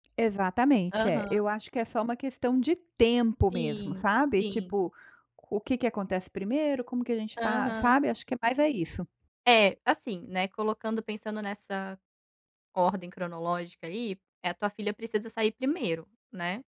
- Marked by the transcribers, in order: tapping
- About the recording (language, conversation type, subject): Portuguese, advice, Como posso decidir o que priorizar quando surgem muitas decisões importantes ao mesmo tempo?